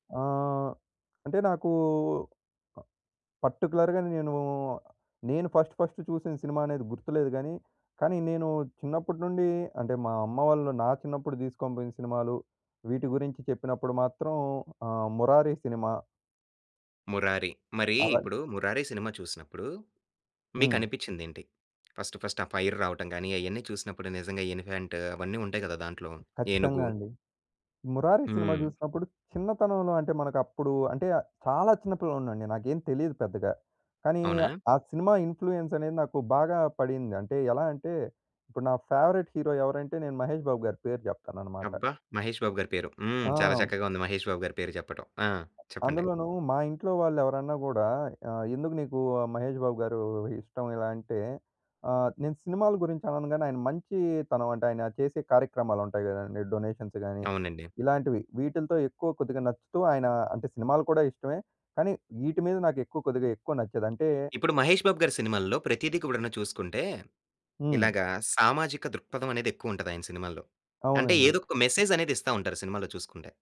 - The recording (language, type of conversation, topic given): Telugu, podcast, సినిమాలు మన భావనలను ఎలా మార్చతాయి?
- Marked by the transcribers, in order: in English: "పర్టిక్యులర్‌గా"; in English: "ఫస్ట్, ఫస్ట్"; tapping; in English: "ఫస్ట్, ఫస్ట్"; in English: "ఫైర్"; other background noise; in English: "ఇన్‌ఫ్లుయెన్స్"; in English: "ఫేవరైట్ హీరో"; in English: "డొనేషన్స్"